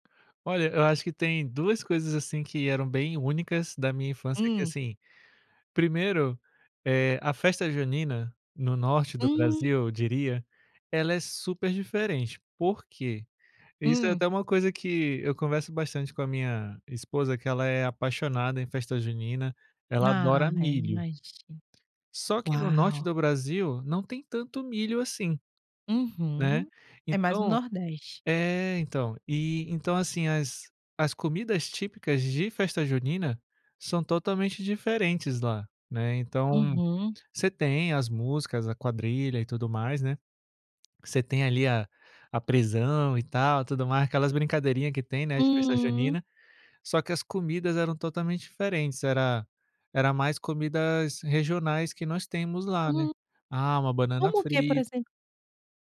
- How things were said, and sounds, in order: tapping
- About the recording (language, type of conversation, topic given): Portuguese, podcast, Você se lembra de alguma tradição da sua infância de que gostava muito?